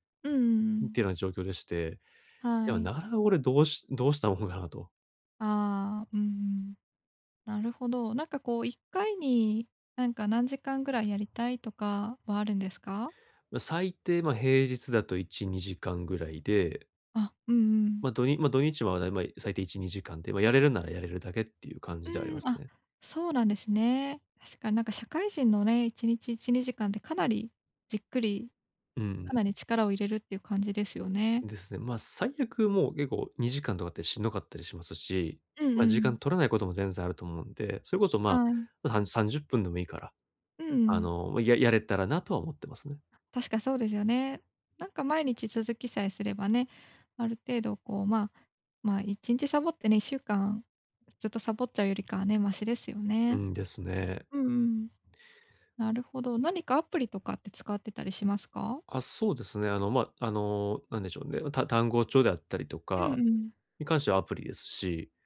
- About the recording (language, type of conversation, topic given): Japanese, advice, 気分に左右されずに習慣を続けるにはどうすればよいですか？
- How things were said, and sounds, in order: none